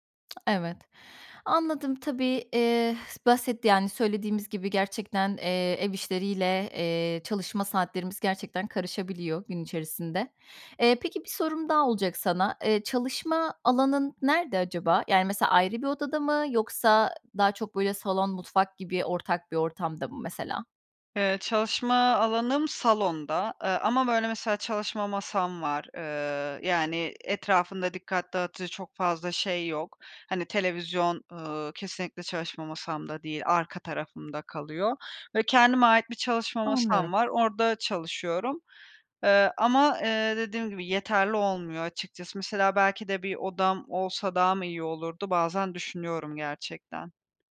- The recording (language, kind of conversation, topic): Turkish, advice, Uzaktan çalışmaya geçiş sürecinizde iş ve ev sorumluluklarınızı nasıl dengeliyorsunuz?
- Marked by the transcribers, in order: lip smack; exhale; tapping